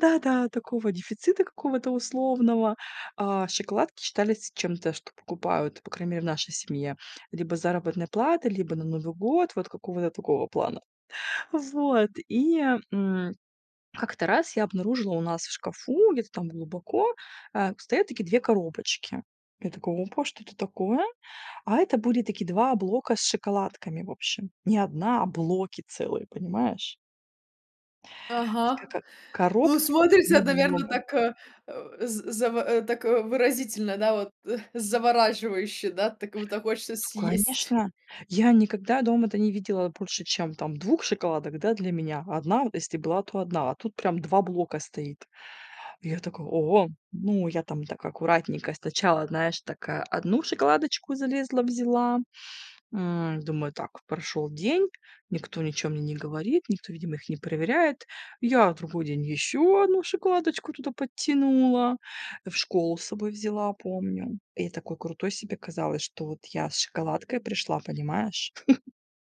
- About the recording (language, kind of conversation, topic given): Russian, podcast, Какие приключения из детства вам запомнились больше всего?
- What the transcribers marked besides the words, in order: other background noise; chuckle